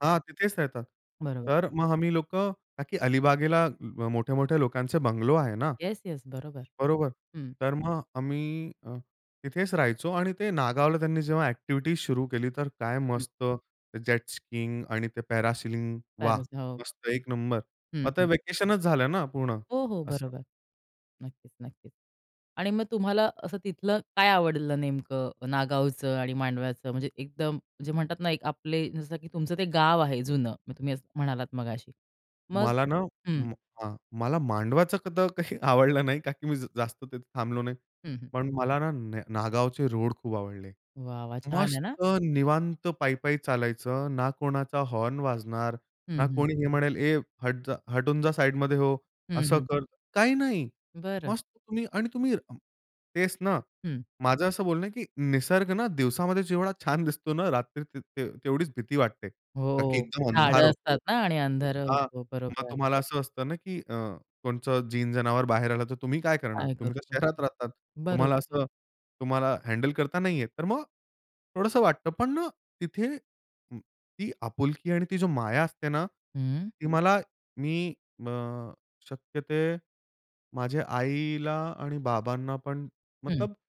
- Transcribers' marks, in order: in English: "जेट स्कीइंग"; in English: "पॅरासेलिंग"; unintelligible speech; other background noise; laughing while speaking: "काही आवडलं नाही"; "कारण की" said as "का की"; in English: "हँडल"; "शक्यतो" said as "शक्यते"
- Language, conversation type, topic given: Marathi, podcast, तुमचं कुटुंब मूळचं कुठलं आहे?